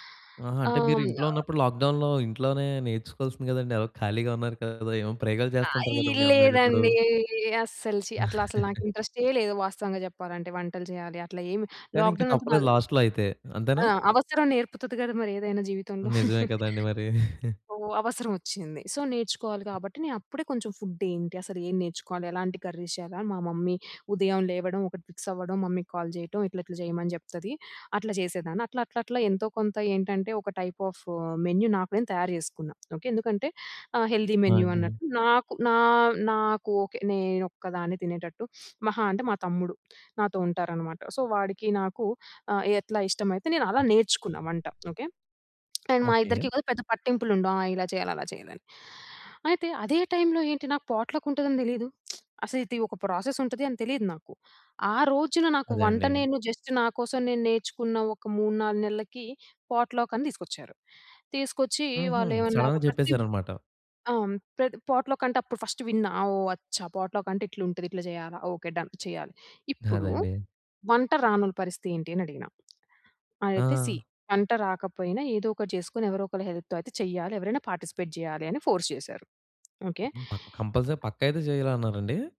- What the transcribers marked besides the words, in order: in English: "లాక్‌డౌన్‌లో"; chuckle; in English: "లాక్‌డౌన్"; in English: "లాస్ట్‌లోయితే"; chuckle; in English: "సో"; in English: "సో"; other background noise; in English: "కర్రీస్"; in English: "మమ్మీ"; in English: "ఫిక్స్"; in English: "మమ్మీకి కాల్"; in English: "టైప్ ఆఫ్ మెన్యూ"; in English: "హెల్దీ మెన్యూ"; sniff; in English: "సో"; tapping; in English: "అండ్"; in English: "పాట్లక్"; lip smack; in English: "జస్ట్"; in English: "పాట్‌లాకని"; in English: "సడెన్‌గా"; in English: "ఫస్ట్"; in Hindi: "అచ్చా"; in English: "పాట్లక్"; in English: "డన్!"; in English: "సీ"; in English: "హెల్ప్‌తో"; in English: "పార్టిసిపేట్"; in English: "ఫోర్స్"; in English: "కంపల్సరీ"
- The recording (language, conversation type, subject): Telugu, podcast, పొట్లక్‌కు మీరు సాధారణంగా ఏమి తీసుకెళ్తారు?